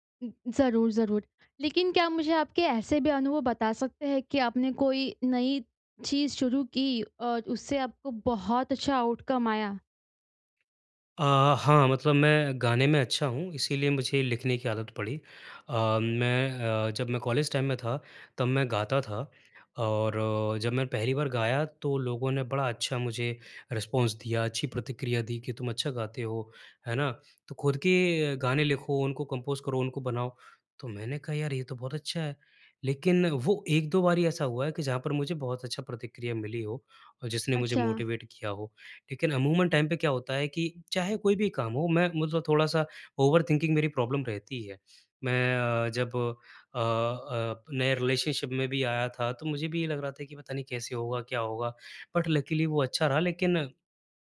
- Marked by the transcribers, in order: in English: "आउटकम"; in English: "टाइम"; in English: "रिस्पॉन्स"; in English: "कम्पोज"; in English: "मोटिवेट"; in English: "टाइम"; in English: "ओवरथिंकिंग"; in English: "प्रॉब्लम"; in English: "रिलेशनशिप"; in English: "बट लकिली"
- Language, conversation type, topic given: Hindi, advice, नए शौक या अनुभव शुरू करते समय मुझे डर और असुरक्षा क्यों महसूस होती है?